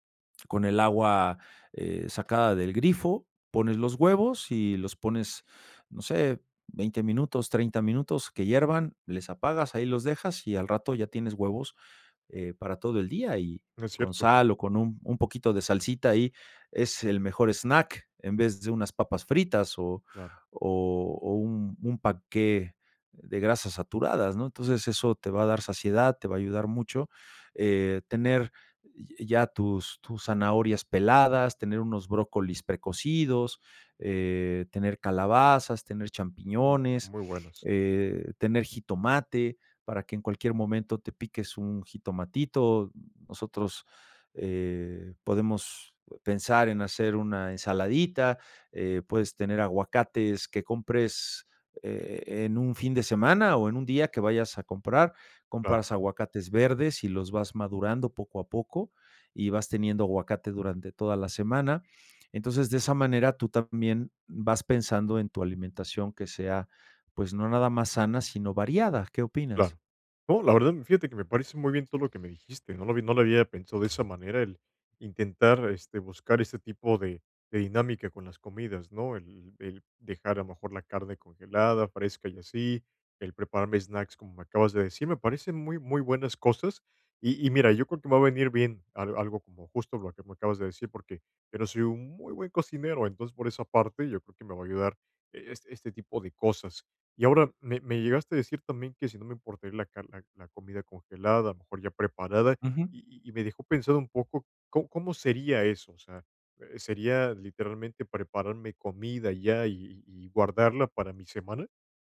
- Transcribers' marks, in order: none
- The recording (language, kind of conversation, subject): Spanish, advice, ¿Cómo puedo organizarme mejor si no tengo tiempo para preparar comidas saludables?